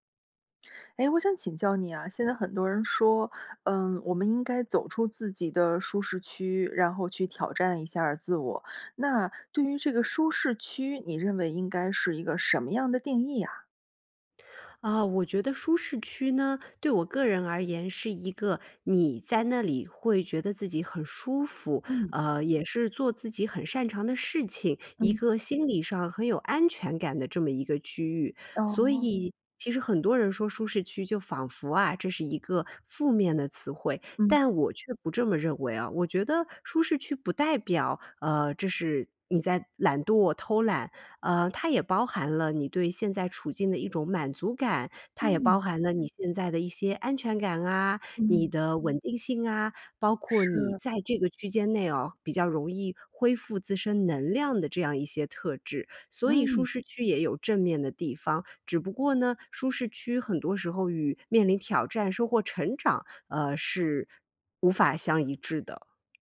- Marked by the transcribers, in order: tapping
- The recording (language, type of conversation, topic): Chinese, podcast, 你如何看待舒适区与成长？